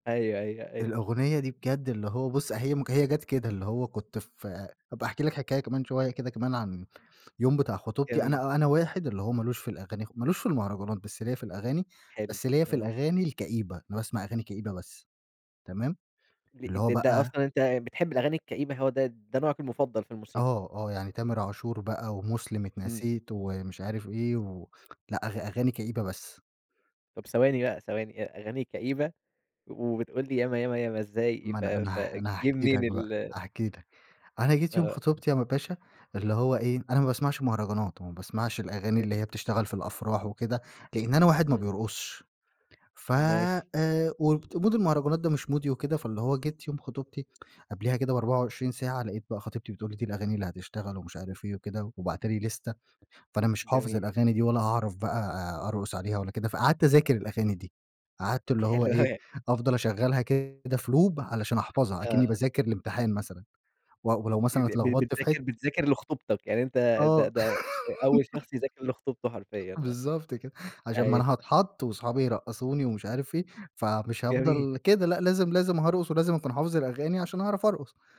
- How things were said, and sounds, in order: tapping; in English: "ومود"; in English: "مودي"; in English: "ليستة"; laughing while speaking: "حلو أوي"; in English: "لوب"; unintelligible speech; giggle; unintelligible speech
- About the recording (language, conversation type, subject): Arabic, podcast, إيه الأغنية اللي بتديك طاقة وثقة؟